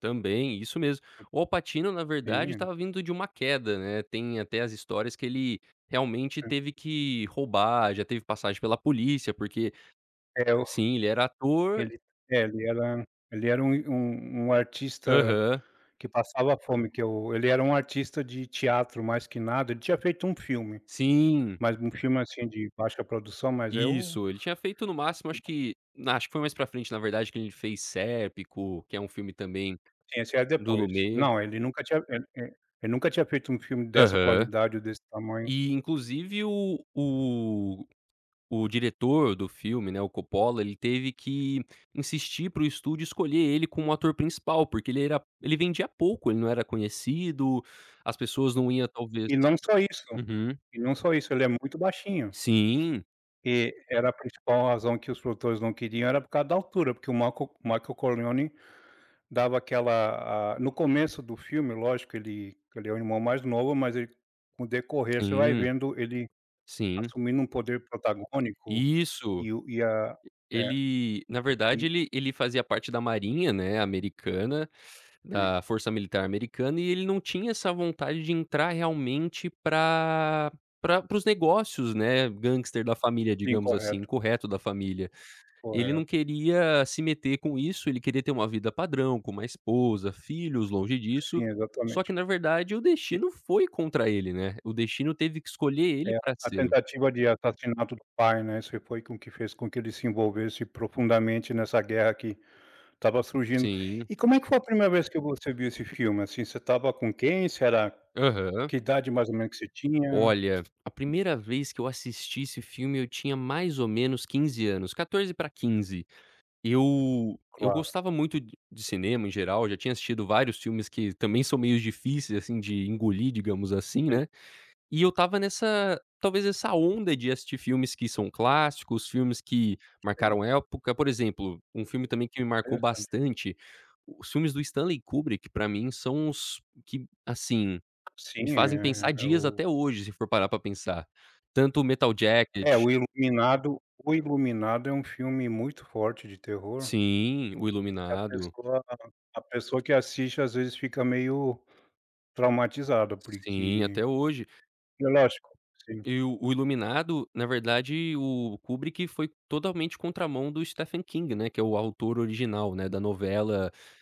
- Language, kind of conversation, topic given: Portuguese, podcast, Você pode me contar sobre um filme que te marcou profundamente?
- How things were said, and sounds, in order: other noise; tapping